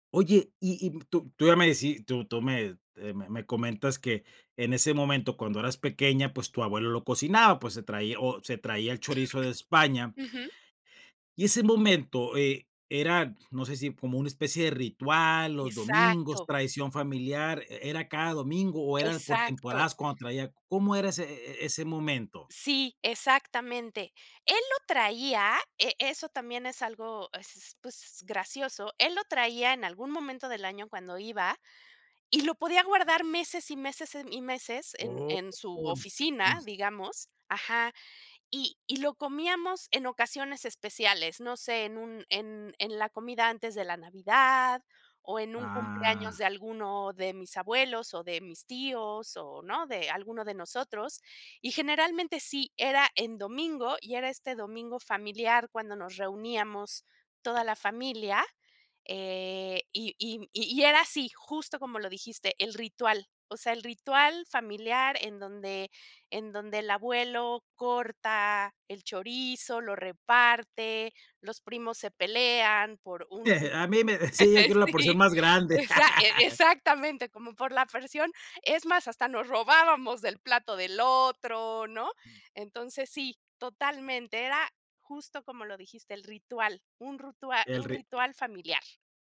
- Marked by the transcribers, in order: cough; unintelligible speech; drawn out: "Ah"; laughing while speaking: "A mí me"; laugh; joyful: "como por la porción, es … del otro, ¿no?"; laugh; other background noise; "ritual" said as "rutual"
- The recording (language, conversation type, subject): Spanish, podcast, ¿Qué comida te recuerda a tu infancia y por qué?